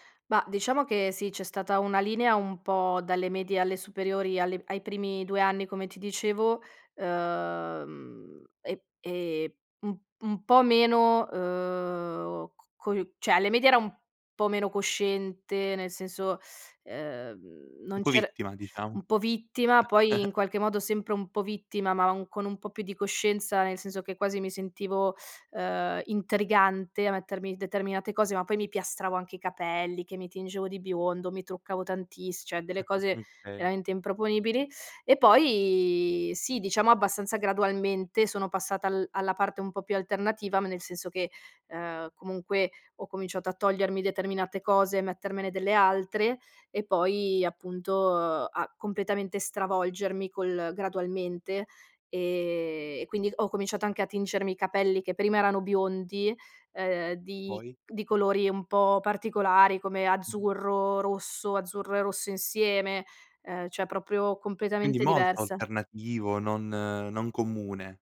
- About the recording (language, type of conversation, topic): Italian, podcast, Come è cambiato il tuo modo di vestirti nel tempo?
- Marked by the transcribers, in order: "cioè" said as "ceh"; chuckle; "cioè" said as "ceh"; chuckle; "cioè" said as "ceh"